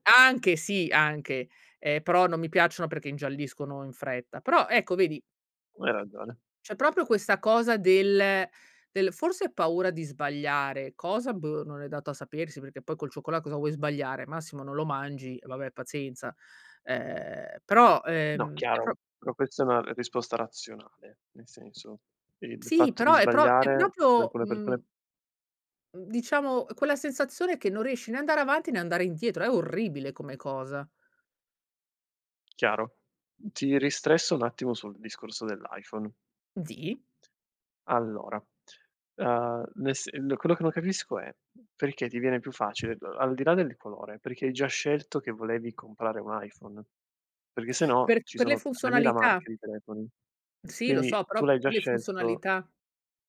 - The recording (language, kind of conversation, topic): Italian, podcast, Come riconosci che sei vittima della paralisi da scelta?
- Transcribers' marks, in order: other noise; "proprio" said as "propio"; tapping; "proprio" said as "propio"; other background noise